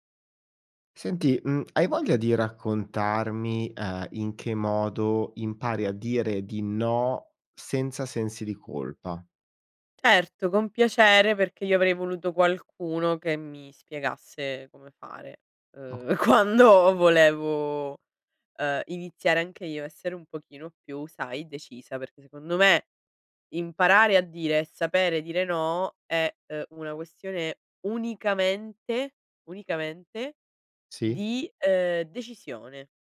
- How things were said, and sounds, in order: other background noise; laughing while speaking: "quando"
- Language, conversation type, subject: Italian, podcast, In che modo impari a dire no senza sensi di colpa?